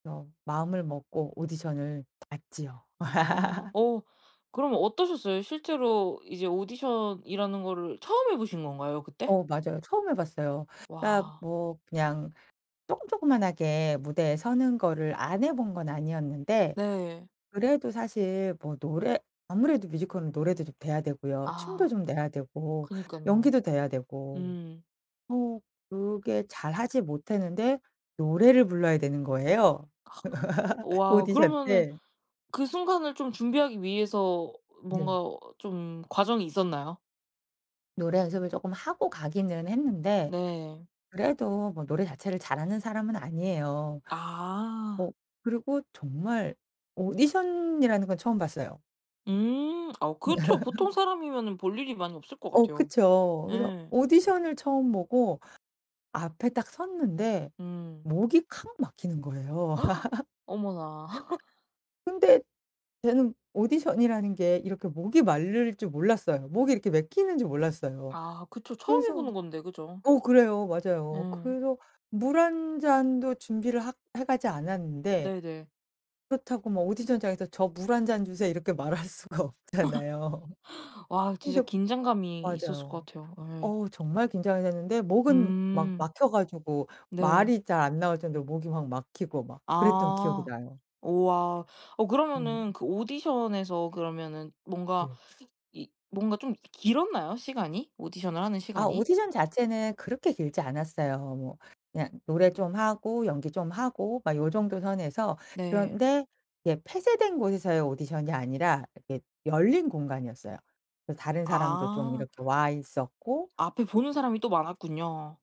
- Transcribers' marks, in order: laugh; other noise; laugh; laugh; laugh; gasp; laugh; laughing while speaking: "말할 수가 없잖아요"; laugh; teeth sucking
- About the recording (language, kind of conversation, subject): Korean, podcast, 용기를 내야 했던 순간을 하나 이야기해 주실래요?